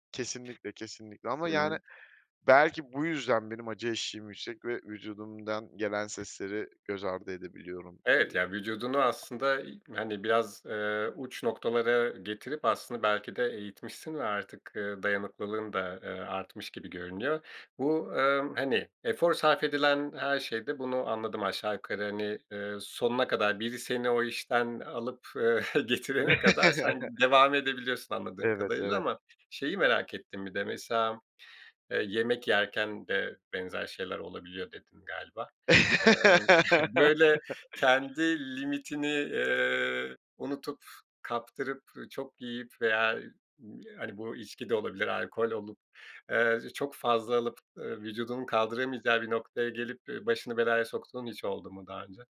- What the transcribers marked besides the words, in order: tapping; chuckle; laugh; giggle
- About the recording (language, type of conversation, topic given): Turkish, podcast, Vücudunun sınırlarını nasıl belirlersin ve ne zaman “yeter” demen gerektiğini nasıl öğrenirsin?